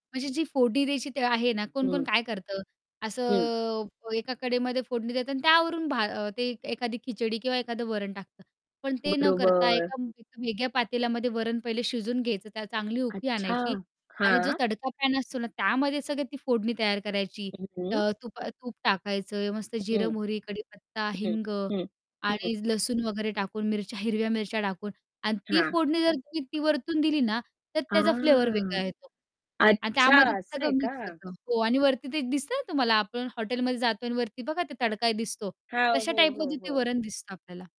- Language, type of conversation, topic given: Marathi, podcast, घरी बनवलेलं साधं जेवण तुला कसं वाटतं?
- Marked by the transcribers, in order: static; distorted speech; "उकळी" said as "उकई"; other background noise; tapping; drawn out: "आह!"